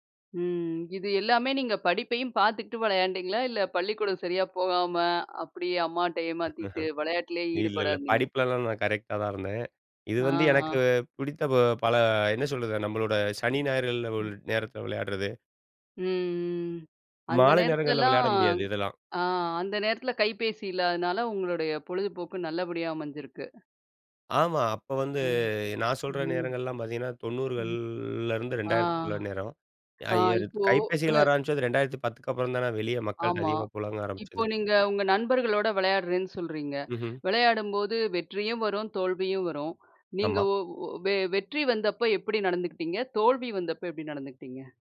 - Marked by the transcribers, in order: none
- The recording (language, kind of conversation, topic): Tamil, podcast, சிறுவயதில் உங்களுக்குப் பிடித்த விளையாட்டு என்ன, அதைப் பற்றி சொல்ல முடியுமா?